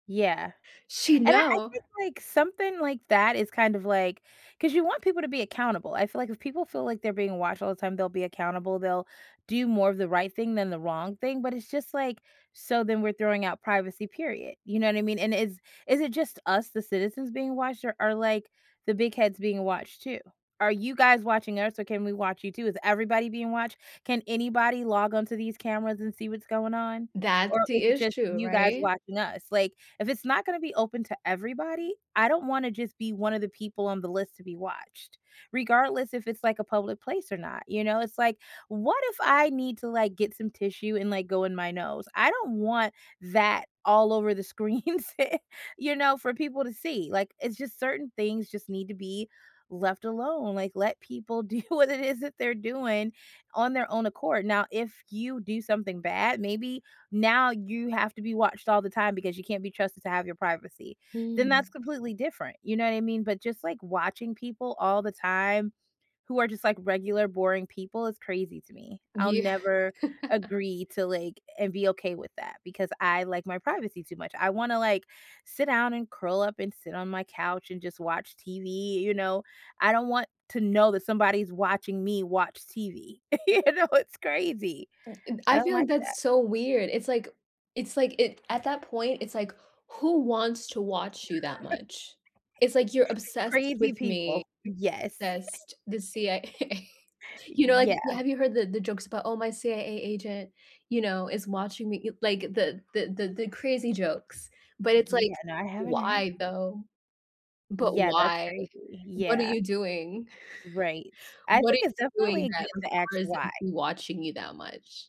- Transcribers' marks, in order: gasp; other background noise; laughing while speaking: "screens"; chuckle; laughing while speaking: "do what it is that"; tapping; laughing while speaking: "Yeah"; laugh; laughing while speaking: "you know, it's crazy"; other noise; laugh; giggle; laughing while speaking: "A"; laugh
- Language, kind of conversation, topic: English, unstructured, How do you feel about the idea of being watched online all the time?